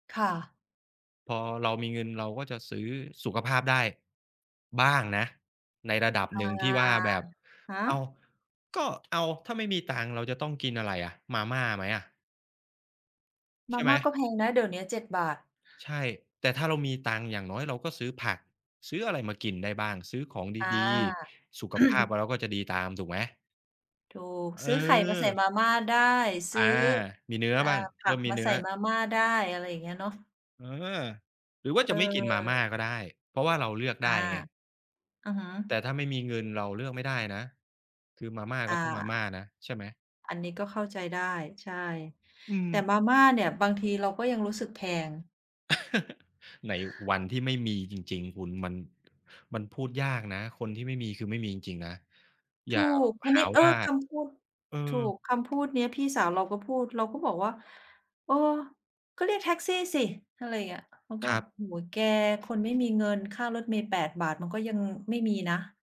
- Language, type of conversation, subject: Thai, unstructured, คุณคิดว่าเงินสำคัญแค่ไหนในชีวิตประจำวัน?
- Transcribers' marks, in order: tapping; throat clearing; chuckle